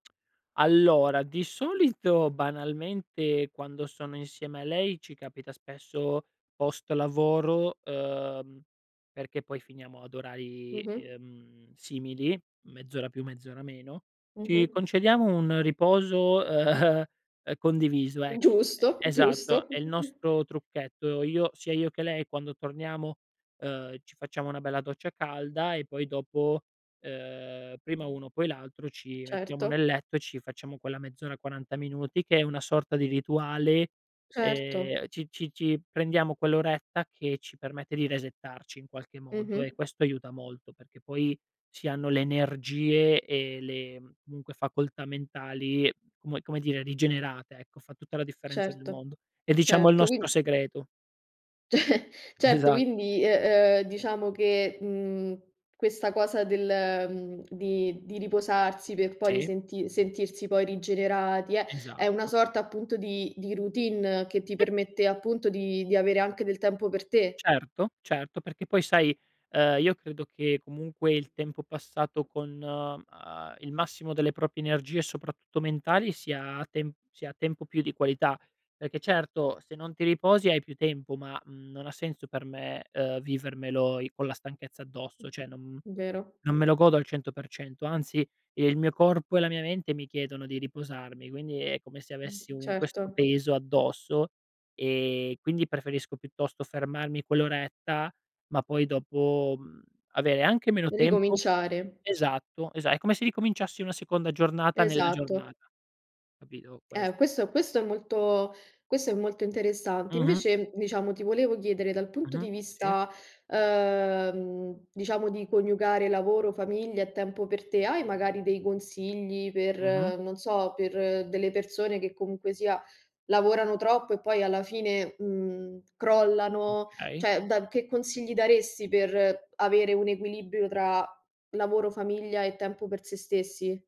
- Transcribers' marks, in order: laughing while speaking: "ehm"; chuckle; in English: "resettarci"; chuckle; other background noise; "cioè" said as "ceh"; drawn out: "uhm"; "Cioè" said as "ceh"
- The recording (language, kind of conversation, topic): Italian, podcast, Come fai a bilanciare lavoro, famiglia e tempo per te?